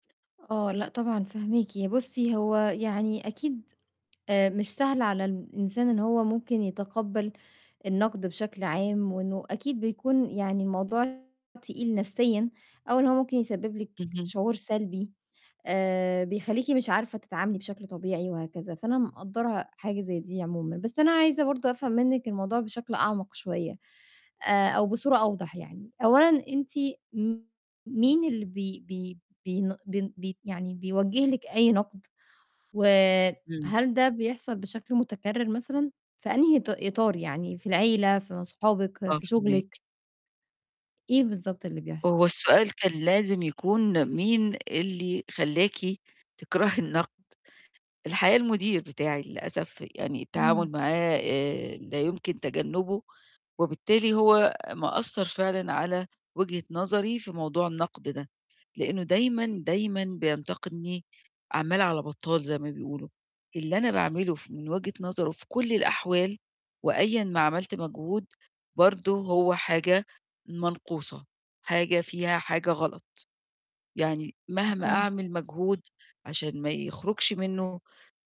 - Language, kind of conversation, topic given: Arabic, advice, إزاي أميّز بين النقد اللي بيعلّمني والنقد اللي بيهدّني؟
- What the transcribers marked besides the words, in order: tapping; distorted speech; static; other street noise